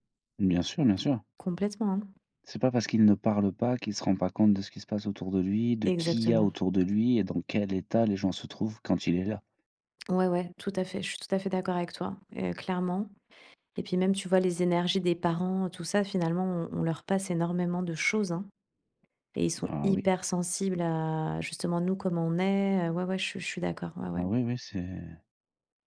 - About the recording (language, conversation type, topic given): French, podcast, Comment se déroule le coucher des enfants chez vous ?
- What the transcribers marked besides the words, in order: stressed: "hypersensibles"; tapping